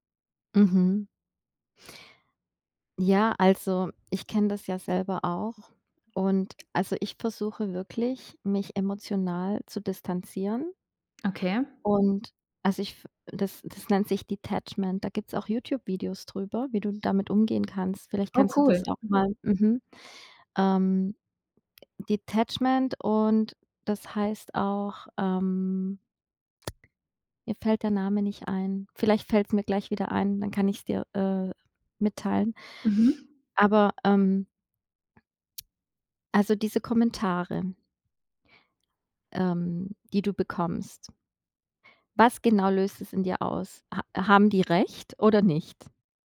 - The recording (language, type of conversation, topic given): German, advice, Wie kann ich damit umgehen, dass mich negative Kommentare in sozialen Medien verletzen und wütend machen?
- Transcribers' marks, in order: in English: "Detachment"; other noise; in English: "Detachment"